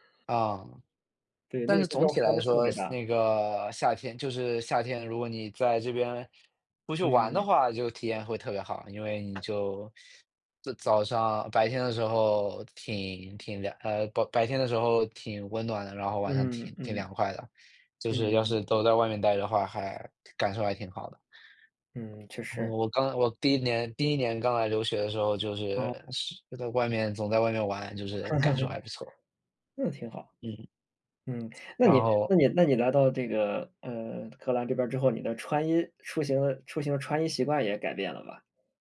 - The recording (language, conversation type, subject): Chinese, unstructured, 你怎么看最近的天气变化？
- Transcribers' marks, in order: other background noise; chuckle